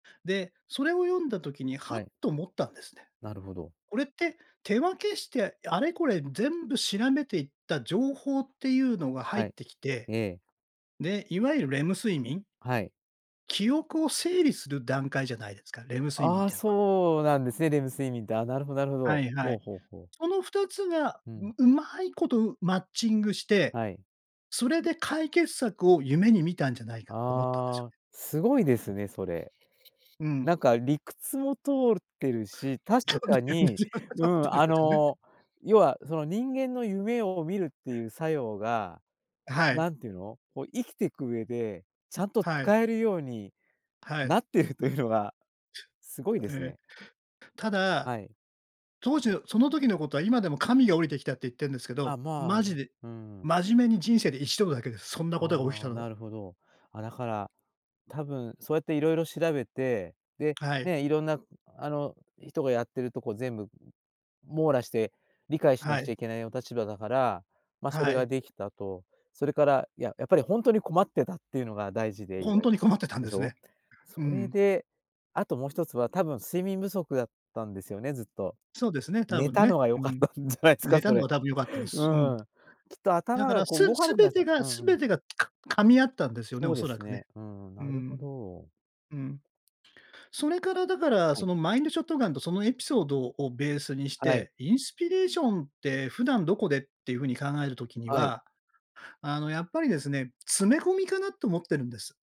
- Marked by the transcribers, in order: other background noise; unintelligible speech; laughing while speaking: "ね"; laughing while speaking: "なってるというのが"; laughing while speaking: "良かったんじゃないすか"
- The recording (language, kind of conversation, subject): Japanese, podcast, インスピレーションを普段どこで得ていますか？